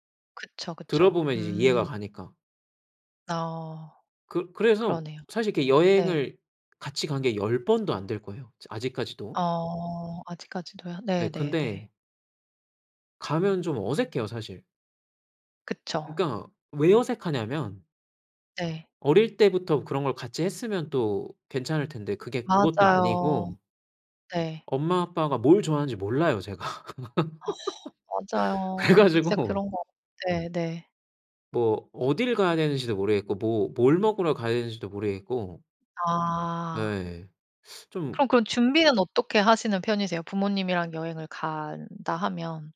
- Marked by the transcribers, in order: tapping; laughing while speaking: "제가. 그래 가지고"; laugh; teeth sucking
- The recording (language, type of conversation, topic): Korean, podcast, 가족 관계에서 깨달은 중요한 사실이 있나요?